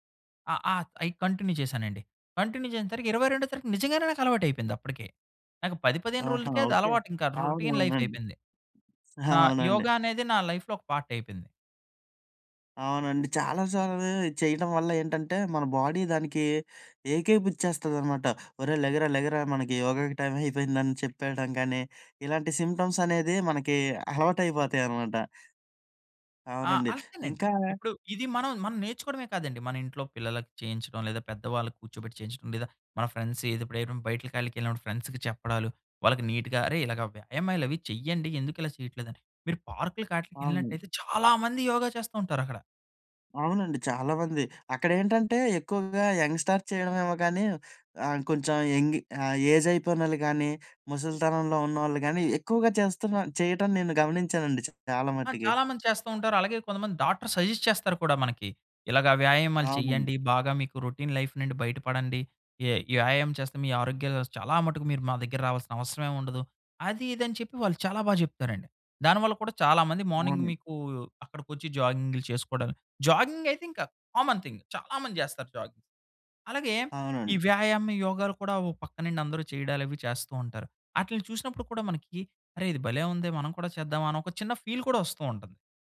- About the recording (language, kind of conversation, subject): Telugu, podcast, యోగా చేసి చూడావా, అది నీకు ఎలా అనిపించింది?
- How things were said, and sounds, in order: in English: "కంటిన్యూ"; in English: "కంటిన్యూ"; in English: "రొ రొటీన్ లైఫ్"; in English: "లైఫ్‌లో"; in English: "పార్ట్"; in English: "బాడీ"; in English: "సింప్టమ్స్"; in English: "ఫ్రెండ్స్"; in English: "ఫ్రెండ్స్‌కి"; in English: "నీట్‌గా"; in English: "పార్క్‌లకి"; in English: "యంగ్‌స్టార్"; in English: "ఏజ్"; in English: "డాక్టర్స్ సజెస్ట్"; in English: "రొటీన్ లైఫ్"; unintelligible speech; in English: "మార్నింగ్"; in English: "మార్నింగ్"; in English: "జాగింగ్"; in English: "కామన్ థింగ్"; in English: "జాగింగ్"; other background noise; in English: "ఫీల్"